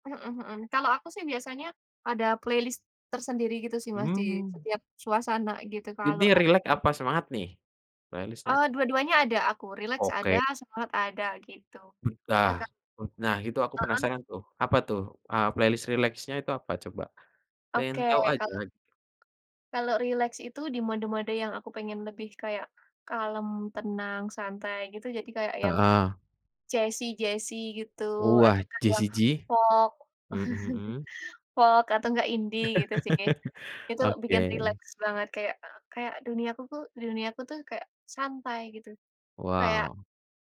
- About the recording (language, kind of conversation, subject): Indonesian, unstructured, Bagaimana musik memengaruhi suasana hatimu dalam keseharian?
- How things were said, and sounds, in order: in English: "playlist"; "rileks" said as "rilek"; in English: "playlist-nya?"; in English: "playlist"; tapping; in English: "folk. Folk"; chuckle; chuckle